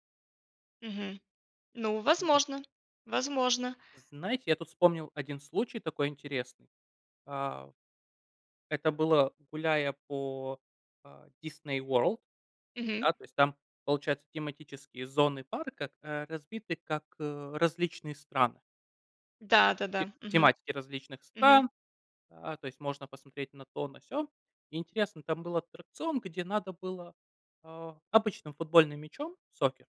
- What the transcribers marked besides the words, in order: other background noise
- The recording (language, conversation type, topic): Russian, unstructured, Почему, по вашему мнению, иногда бывает трудно прощать близких людей?